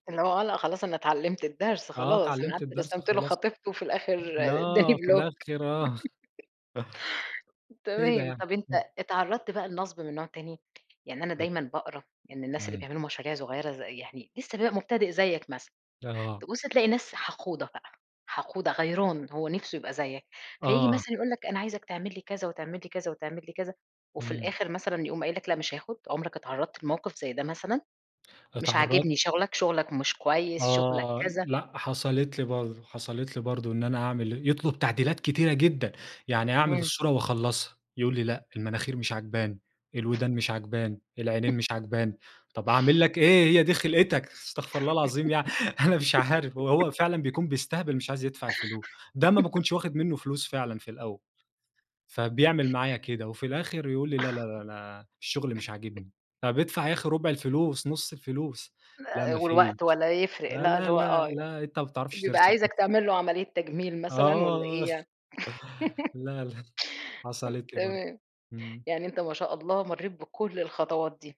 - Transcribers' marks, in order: stressed: "لا"; laughing while speaking: "أداني بلوك"; in English: "بلوك"; giggle; laughing while speaking: "آه"; chuckle; other background noise; angry: "طب اعمل لك إيه! هي دي خلقتَك استغفر الله العظيم"; chuckle; laughing while speaking: "يعني أنا مش عارف ه هو"; giggle; giggle; chuckle; unintelligible speech; laugh; laughing while speaking: "لا لأ حصلت لي برضه"; giggle; laughing while speaking: "تمام"
- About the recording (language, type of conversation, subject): Arabic, podcast, إيه الهواية اللي بتحب تقضي وقتك فيها وليه؟